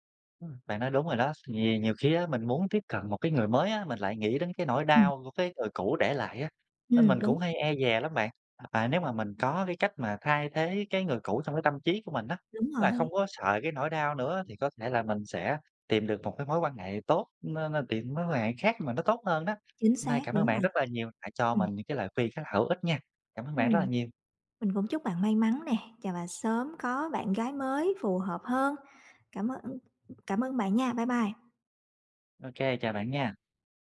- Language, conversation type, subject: Vietnamese, advice, Bạn đang cố thích nghi với cuộc sống độc thân như thế nào sau khi kết thúc một mối quan hệ lâu dài?
- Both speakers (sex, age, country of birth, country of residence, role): female, 35-39, Vietnam, Vietnam, advisor; male, 30-34, Vietnam, Vietnam, user
- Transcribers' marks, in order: other background noise; tapping